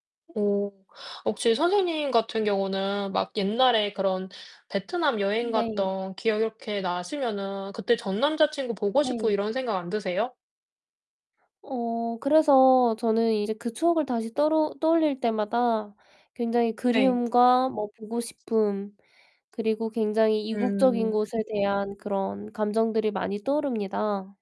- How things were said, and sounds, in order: other background noise; tapping
- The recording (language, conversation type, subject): Korean, unstructured, 사랑하는 사람이 남긴 추억 중에서 가장 소중한 것은 무엇인가요?